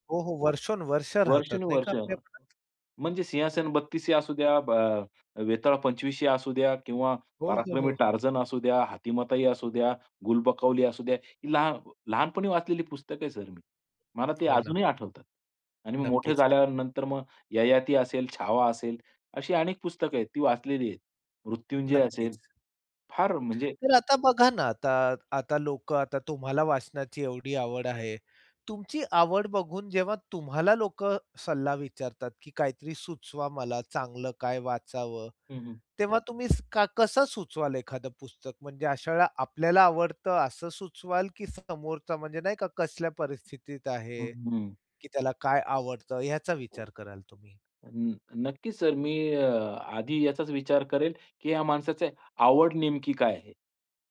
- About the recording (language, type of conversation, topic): Marathi, podcast, कोणती पुस्तकं किंवा गाणी आयुष्यभर आठवतात?
- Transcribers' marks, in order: tapping; other background noise